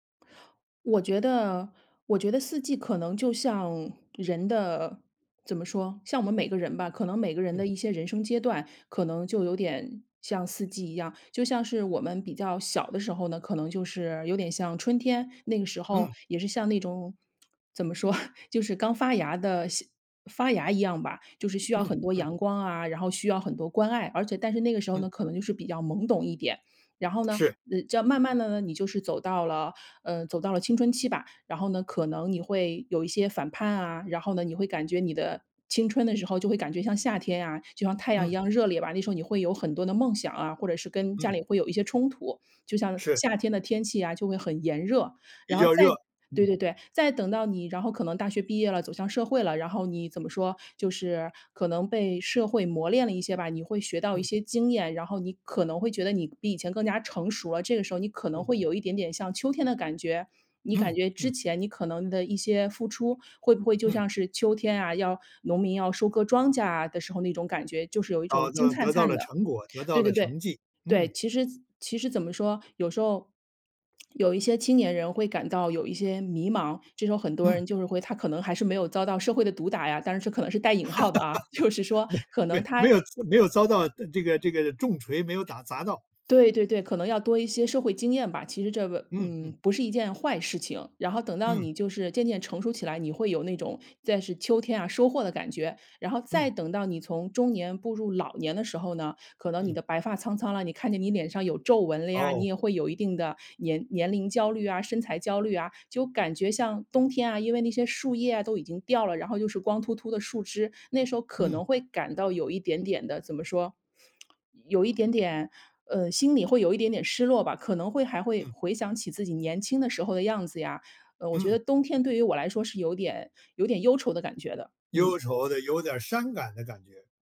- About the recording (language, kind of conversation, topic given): Chinese, podcast, 能跟我说说你从四季中学到了哪些东西吗？
- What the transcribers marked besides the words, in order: other background noise; lip smack; laughing while speaking: "说"; lip smack; laugh; laughing while speaking: "就是"; unintelligible speech; lip smack